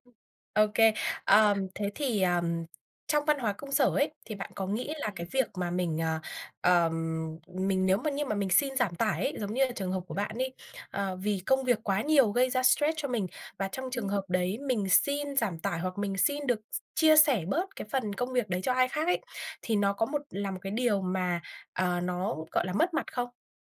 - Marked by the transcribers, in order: other background noise; tapping; unintelligible speech
- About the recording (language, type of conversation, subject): Vietnamese, podcast, Bạn xử lý căng thẳng trong công việc như thế nào?